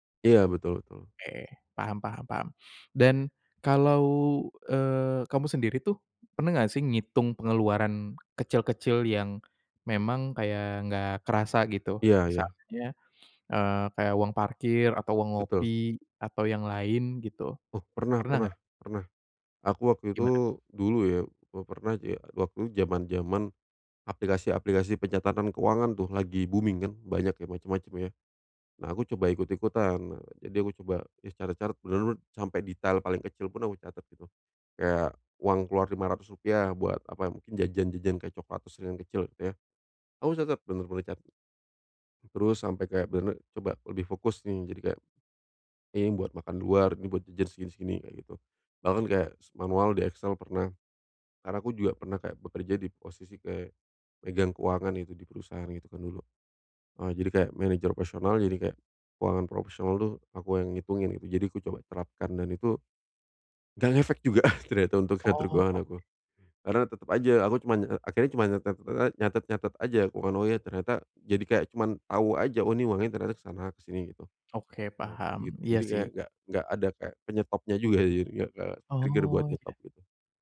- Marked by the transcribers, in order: in English: "booming"; "catat-catat" said as "caret-caret"; unintelligible speech; chuckle; laughing while speaking: "ngatur"; laughing while speaking: "juga"; unintelligible speech; in English: "ke-trigger"
- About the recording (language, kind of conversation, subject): Indonesian, advice, Bagaimana cara menetapkan batas antara kebutuhan dan keinginan agar uang tetap aman?